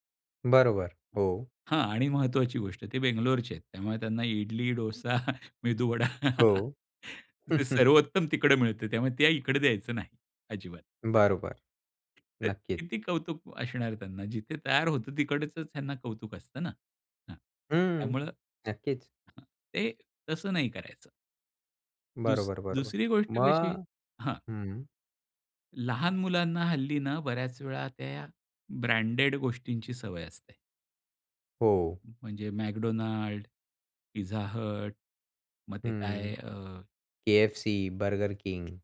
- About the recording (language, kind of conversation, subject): Marathi, podcast, तुम्ही पाहुण्यांसाठी मेनू कसा ठरवता?
- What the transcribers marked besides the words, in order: other background noise; chuckle; laughing while speaking: "ते सर्वोत्तम तिकडं मिळतं त्यामुळे ते इकडे द्यायचं नाही"; other noise